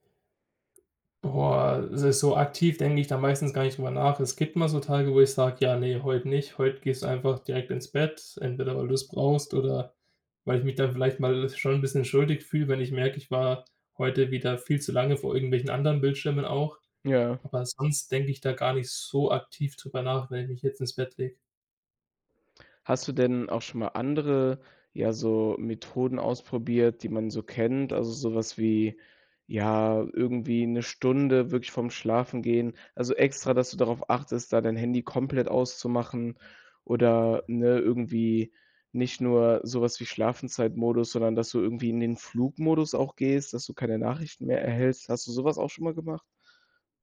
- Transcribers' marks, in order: other background noise
- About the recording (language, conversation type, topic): German, podcast, Beeinflusst dein Smartphone deinen Schlafrhythmus?